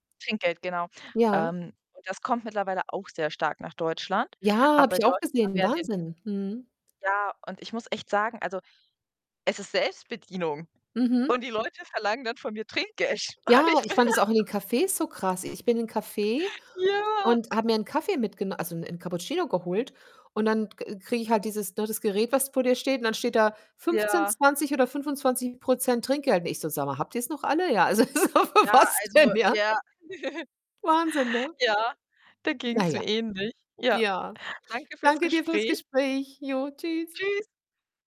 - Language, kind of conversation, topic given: German, unstructured, Was bedeutet Essen für dich persönlich?
- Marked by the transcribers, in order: distorted speech; laughing while speaking: "Trinkgeld. Und ich bin da so"; other background noise; laughing while speaking: "so, für was denn, ja?"; laugh